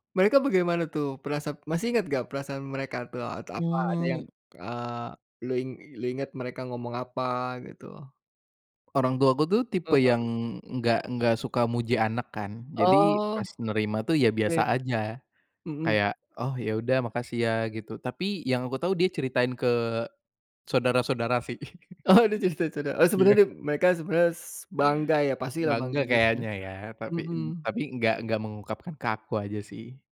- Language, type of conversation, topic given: Indonesian, podcast, Seperti apa pengalaman kerja pertamamu, dan bagaimana rasanya?
- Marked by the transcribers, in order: tapping; other background noise; laughing while speaking: "Oh"; chuckle